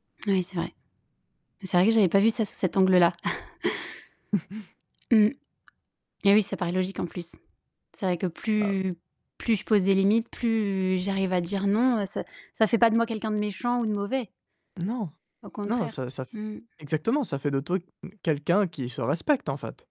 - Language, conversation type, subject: French, advice, Comment puis-je poser des limites personnelles sans culpabiliser ?
- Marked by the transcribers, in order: static; distorted speech; chuckle; tapping